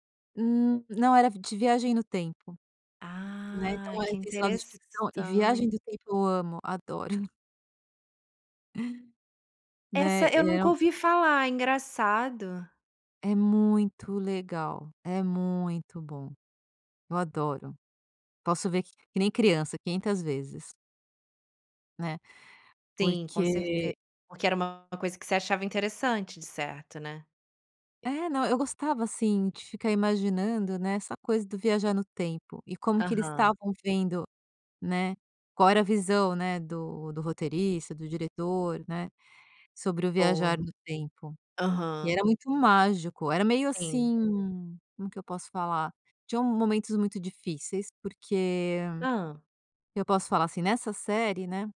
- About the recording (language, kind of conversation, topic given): Portuguese, podcast, Me conta, qual série é seu refúgio quando tudo aperta?
- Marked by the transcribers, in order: chuckle